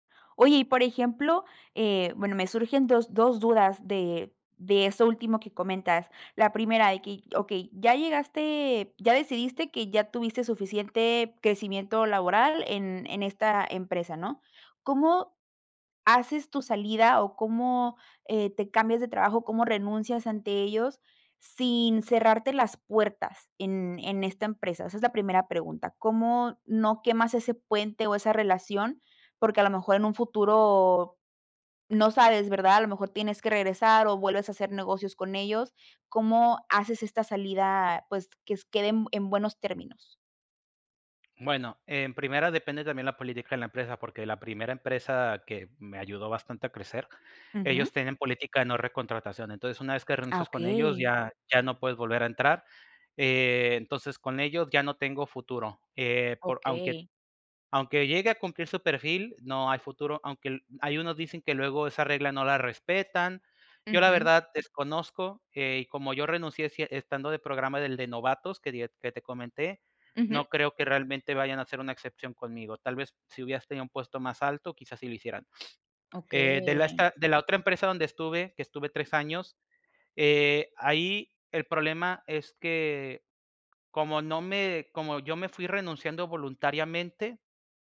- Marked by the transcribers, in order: tapping
- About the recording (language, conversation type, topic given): Spanish, podcast, ¿Cómo sabes cuándo es hora de cambiar de trabajo?